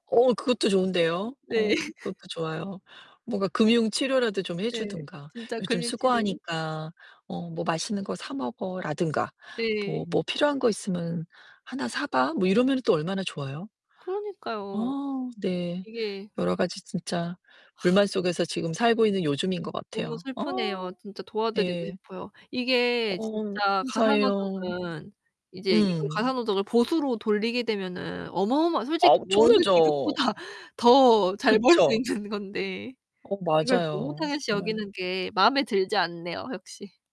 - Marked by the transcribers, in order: other background noise; laughing while speaking: "네"; laugh; tapping; other noise; anticipating: "어"; distorted speech; laughing while speaking: "직업보다 더 잘 벌 수 있는 건데"
- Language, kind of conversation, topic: Korean, advice, 집안일과 육아 부담이 한쪽으로 쏠려서 불만이 있는데, 어떻게 공평하게 나눌 수 있을까요?